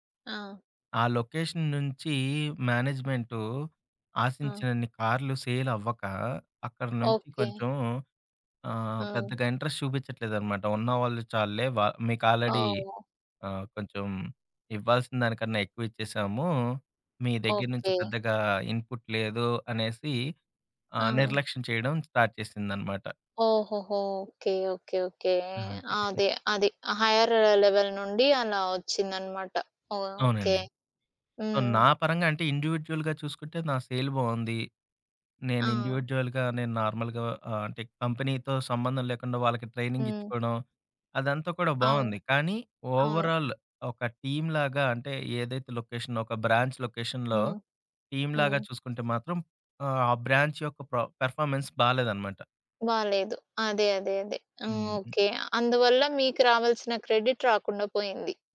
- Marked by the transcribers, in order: in English: "లొకేషన్"; in English: "సేల్"; in English: "ఇంట్రెస్ట్"; in English: "ఆల్రెడీ"; in English: "ఇన్‌పుట్"; tapping; in English: "స్టార్ట్"; chuckle; in English: "హైయ్యర్ లెవెల్"; in English: "సో"; in English: "ఇండివిడ్యుయల్‌గా"; in English: "సేల్"; in English: "ఇండివిడ్యుయల్‌గా"; in English: "నార్మల్‌గా"; in English: "కంపెనీతో"; in English: "ట్రైనింగ్"; in English: "ఓవరాల్"; in English: "టీమ్‌లాగా"; in English: "లొకేషన్"; in English: "బ్రాంచ్ లొకేషన్‌లో టీమ్‌లాగా"; in English: "బ్రాంచ్"; in English: "ప్ర పర్‌ఫార్మెన్స్"; in English: "క్రెడిట్"
- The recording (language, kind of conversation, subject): Telugu, podcast, నిరాశను ఆశగా ఎలా మార్చుకోవచ్చు?